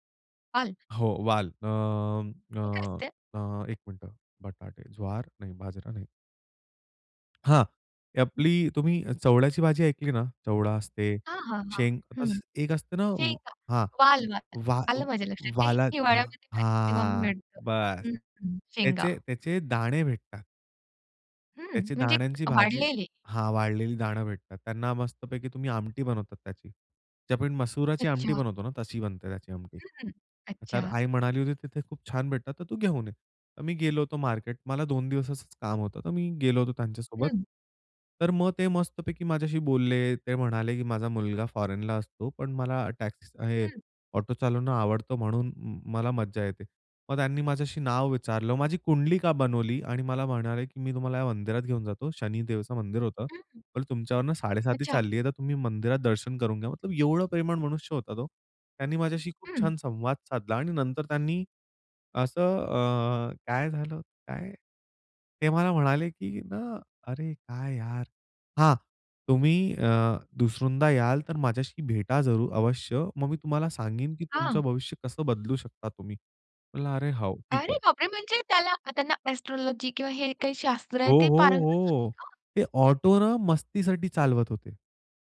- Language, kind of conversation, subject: Marathi, podcast, तुझ्या प्रदेशातील लोकांशी संवाद साधताना तुला कोणी काय शिकवलं?
- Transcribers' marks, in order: other background noise; tapping; drawn out: "हां"; "वाळलेले" said as "वाढलेले"; in English: "मतलब"; surprised: "अरे बापरे! म्हणजे त्याला त्यांना … पारंगत होती का?"; in English: "एस्ट्रोलॉजी"